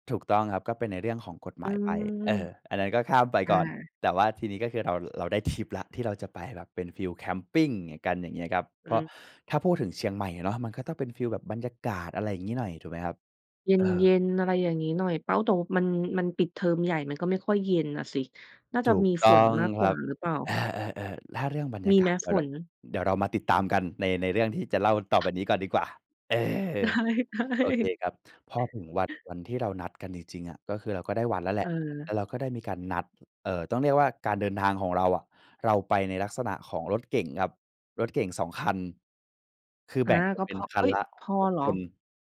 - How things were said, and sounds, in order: other background noise; laughing while speaking: "ได้ ๆ"; tapping
- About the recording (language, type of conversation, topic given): Thai, podcast, เล่าเกี่ยวกับประสบการณ์แคมป์ปิ้งที่ประทับใจหน่อย?